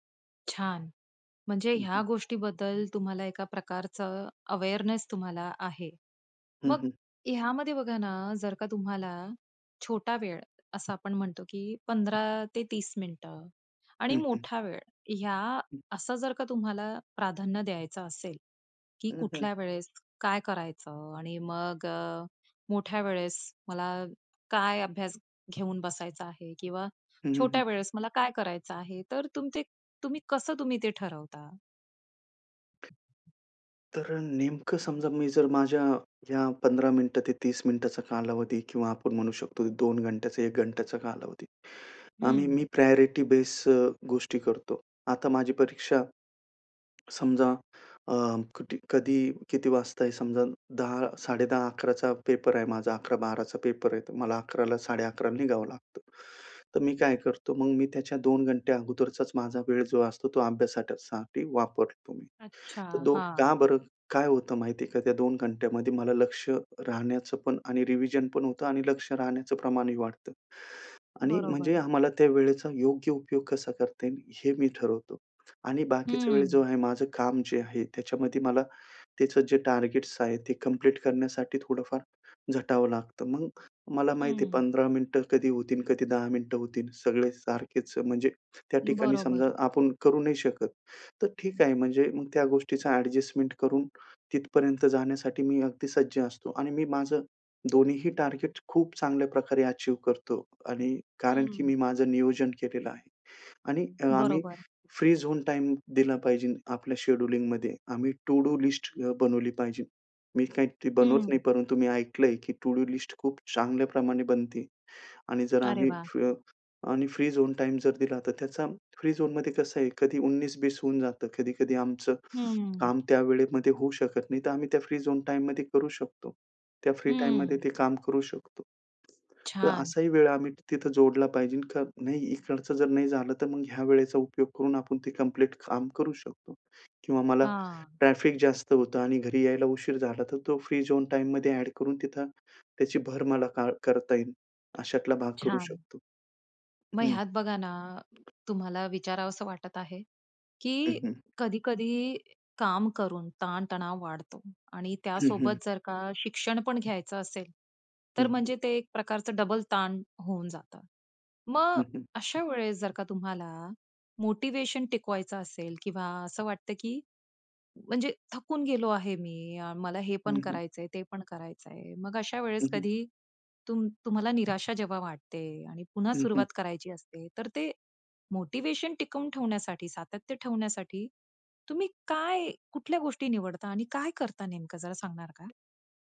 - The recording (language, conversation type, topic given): Marathi, podcast, काम करतानाही शिकण्याची सवय कशी टिकवता?
- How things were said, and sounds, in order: in English: "अवेअरनेस"; other background noise; tapping; in English: "प्रायोरिटी"; in English: "अचीव्ह"; in English: "झोन"; in English: "टू डू लिस्ट"; in English: "टू डू लिस्ट"; in English: "झोन"; in English: "झोनमध्ये"; in English: "झोन"; in English: "झोन"